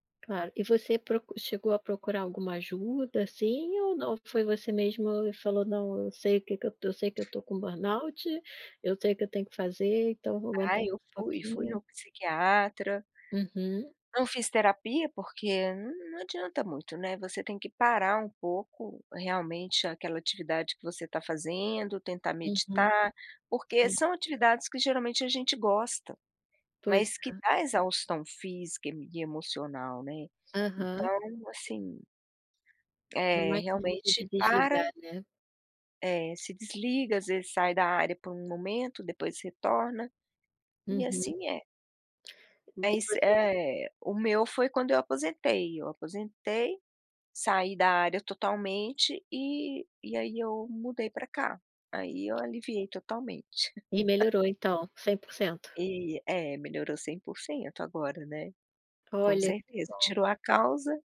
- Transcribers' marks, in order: other noise; tapping; chuckle
- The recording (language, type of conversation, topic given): Portuguese, podcast, O que você faz quando sente esgotamento profissional?